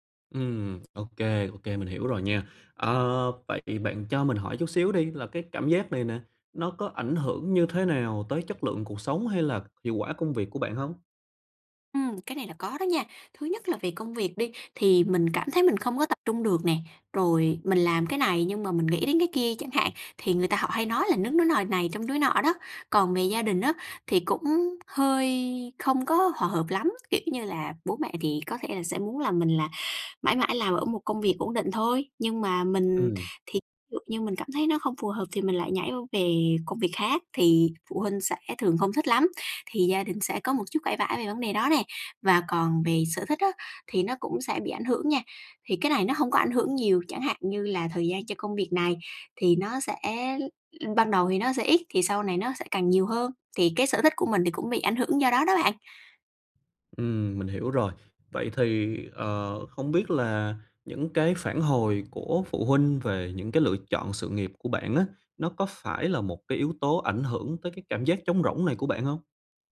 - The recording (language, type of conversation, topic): Vietnamese, advice, Tại sao tôi đã đạt được thành công nhưng vẫn cảm thấy trống rỗng và mất phương hướng?
- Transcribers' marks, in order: tapping; other background noise